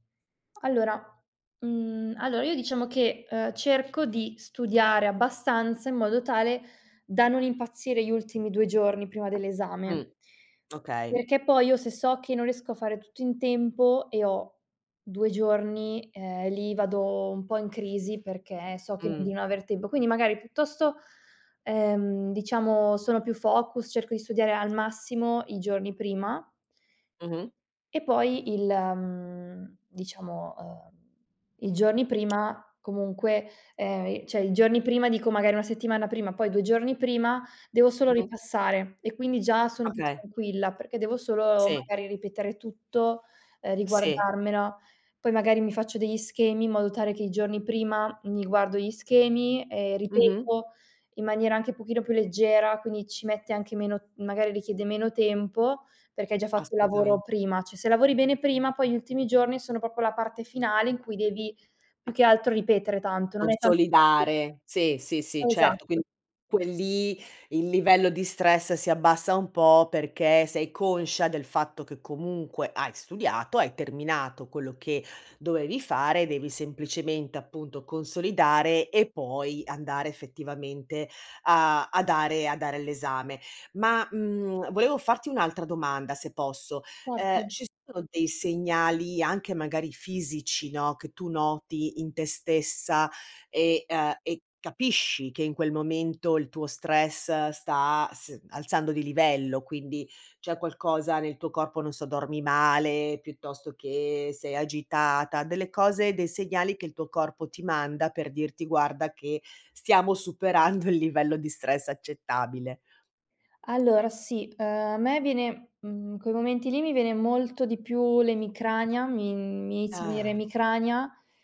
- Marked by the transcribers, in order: other background noise; tapping; in English: "focus"; "cioè" said as "ceh"; "Cioè" said as "ceh"; "proprio" said as "popo"; unintelligible speech; "Quindi" said as "quin"; laughing while speaking: "superando"; "inizia" said as "izia"
- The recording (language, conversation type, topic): Italian, podcast, Come gestire lo stress da esami a scuola?